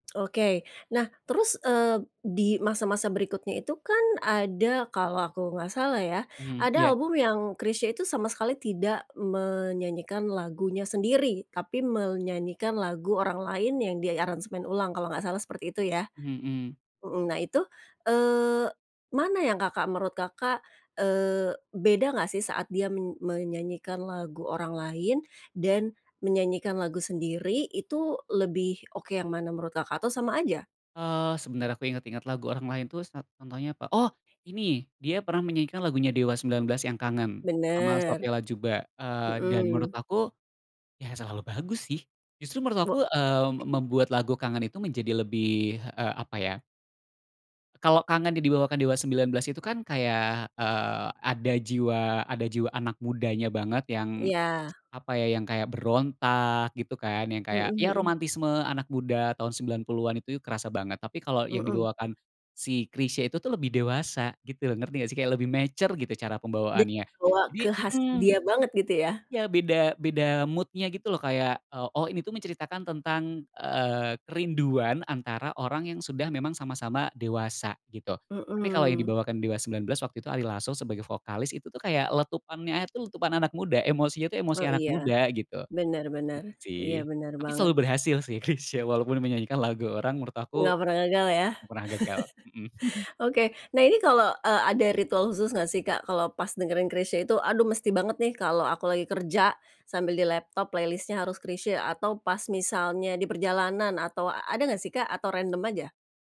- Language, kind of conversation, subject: Indonesian, podcast, Siapa musisi yang pernah mengubah cara kamu mendengarkan musik?
- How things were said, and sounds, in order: other background noise; in English: "mature"; in English: "mood-nya"; tapping; laughing while speaking: "Chrisye"; chuckle; in English: "playlist-nya"